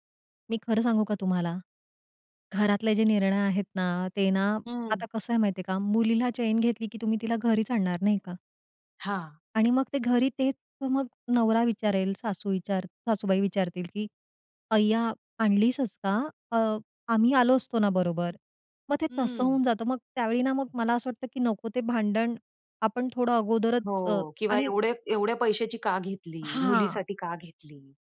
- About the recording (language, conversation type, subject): Marathi, podcast, निर्णय घेताना तुझं मन का अडकतं?
- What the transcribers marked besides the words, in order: other background noise